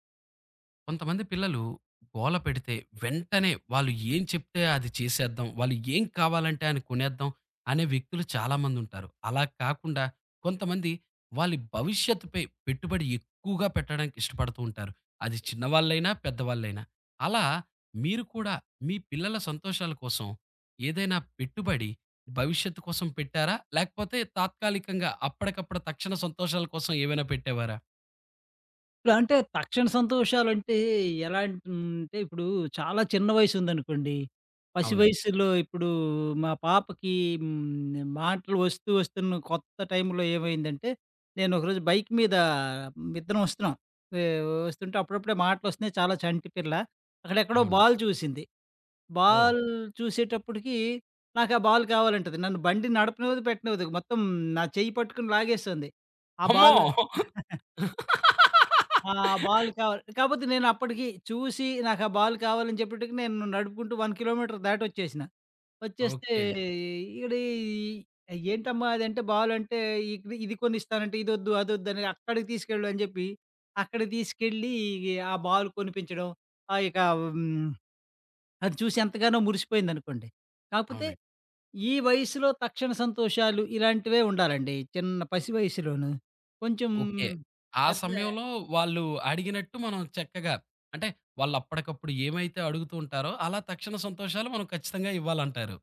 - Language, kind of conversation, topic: Telugu, podcast, పిల్లలకు తక్షణంగా ఆనందాలు కలిగించే ఖర్చులకే ప్రాధాన్యం ఇస్తారా, లేక వారి భవిష్యత్తు విద్య కోసం దాచిపెట్టడానికే ప్రాధాన్యం ఇస్తారా?
- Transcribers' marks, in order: other background noise; in English: "బైక్"; in English: "బాల్"; in English: "బాల్"; chuckle; in English: "బాల్"; laugh; in English: "బాల్"; in English: "వన్"; in English: "బాల్"; humming a tune